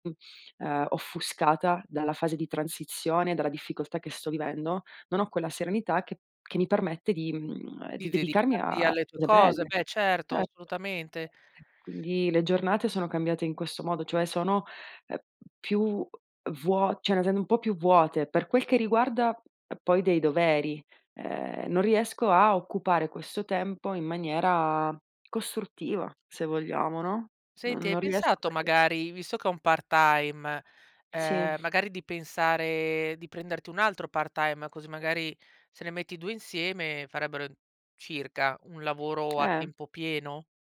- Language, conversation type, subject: Italian, advice, Come posso affrontare la sensazione di essere perso e senza scopo dopo un trasferimento importante?
- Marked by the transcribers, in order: "sento" said as "send"; tapping